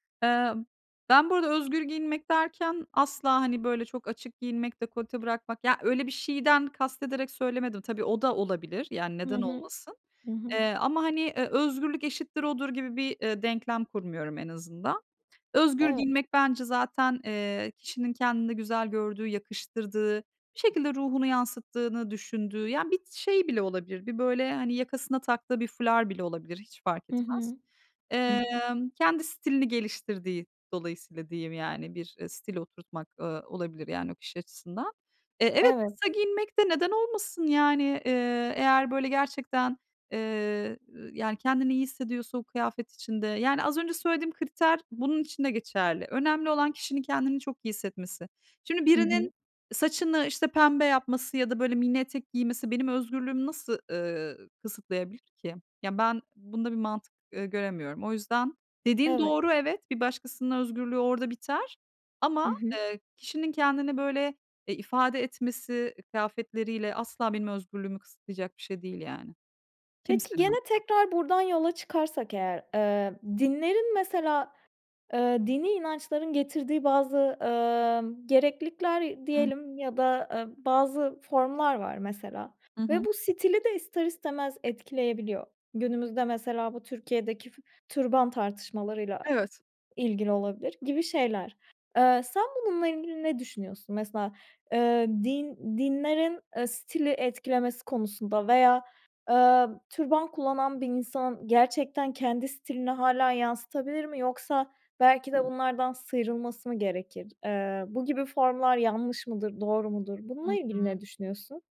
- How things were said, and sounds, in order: other background noise
- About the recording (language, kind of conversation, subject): Turkish, podcast, Kendi stilini geliştirmek isteyen birine vereceğin ilk ve en önemli tavsiye nedir?